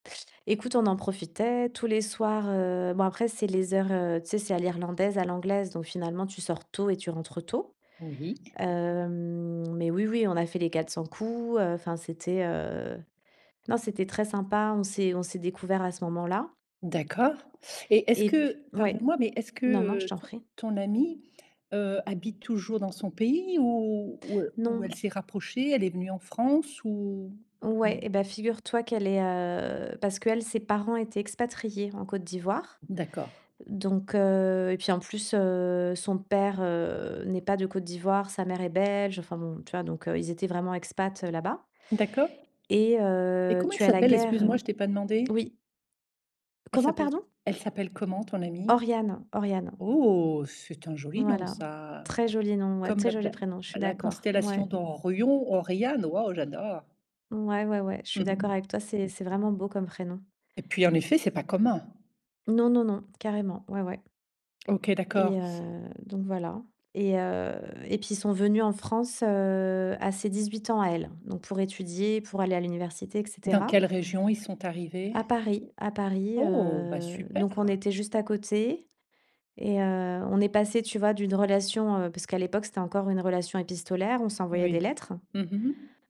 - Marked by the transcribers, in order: drawn out: "Hem"; other noise; chuckle; tapping; drawn out: "heu"
- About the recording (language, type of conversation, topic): French, podcast, Peux-tu raconter une amitié née pendant un voyage ?